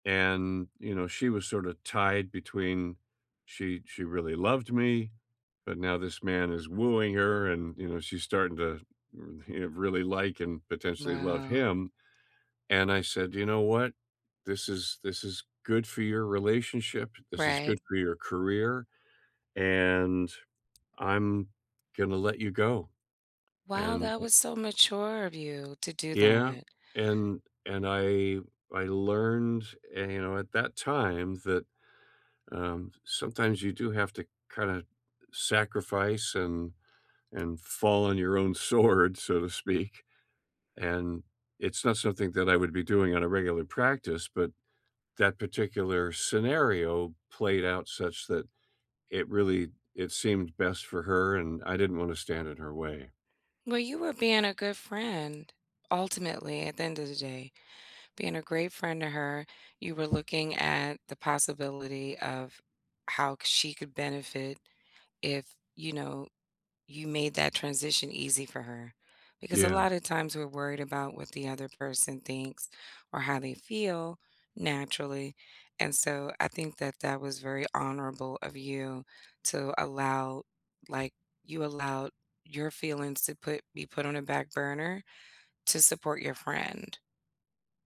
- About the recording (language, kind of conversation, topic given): English, unstructured, How do you deal with jealousy in friendships?
- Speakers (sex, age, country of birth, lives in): female, 50-54, United States, United States; male, 70-74, Canada, United States
- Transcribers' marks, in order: tapping; laughing while speaking: "sword, so to speak"; other background noise